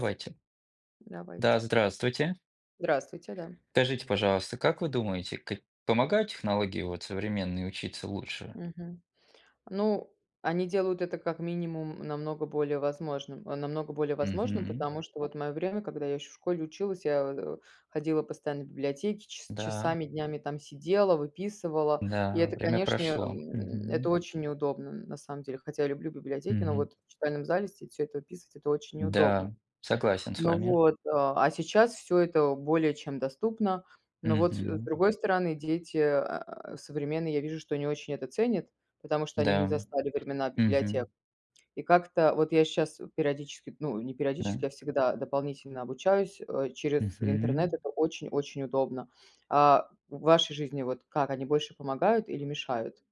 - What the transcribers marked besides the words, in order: tapping; other background noise
- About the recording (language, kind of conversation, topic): Russian, unstructured, Как ты думаешь, технологии помогают учиться лучше?